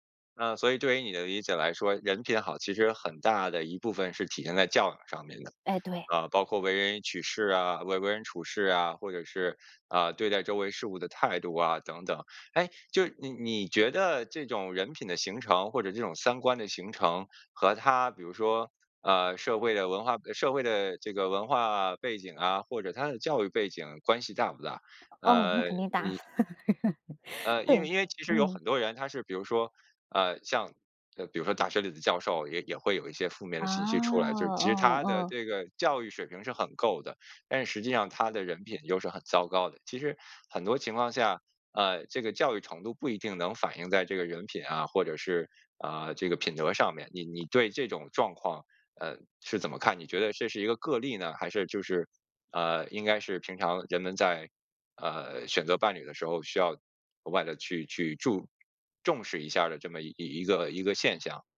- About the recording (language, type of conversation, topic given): Chinese, podcast, 选择伴侣时你最看重什么？
- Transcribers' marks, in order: other noise; laugh